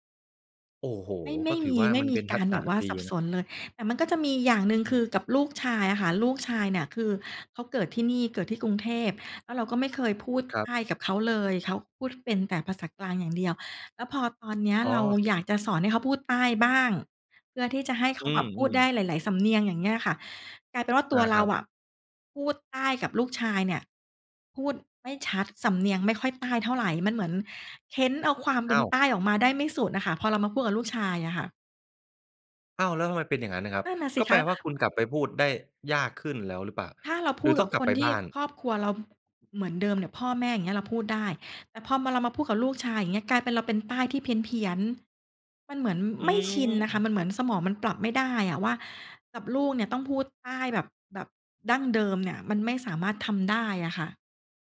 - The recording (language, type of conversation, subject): Thai, podcast, ภาษาในบ้านส่งผลต่อความเป็นตัวตนของคุณอย่างไรบ้าง?
- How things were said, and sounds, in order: none